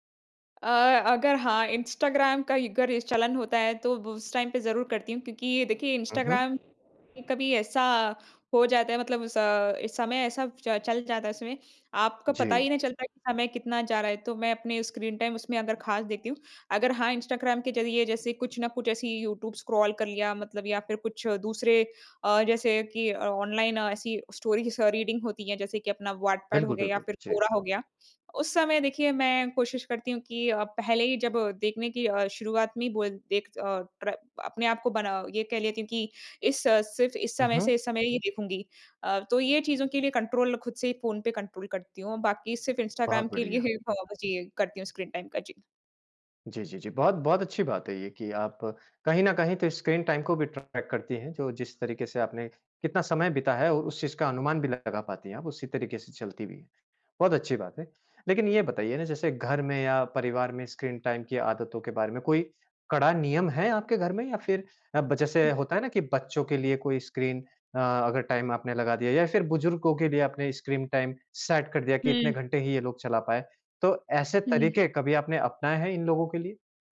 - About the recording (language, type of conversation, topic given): Hindi, podcast, आप मोबाइल फ़ोन और स्क्रीन पर बिताए जाने वाले समय को कैसे नियंत्रित करते हैं?
- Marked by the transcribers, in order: in English: "टाइम"; in English: "स्क्रॉल"; in English: "स्टोरीज़"; in English: "रीडिंग"; in English: "कंट्रोल"; in English: "ट्रैक"; in English: "स्क्रीन"; in English: "टाइम"; in English: "स्क्रीन टाइम सेट"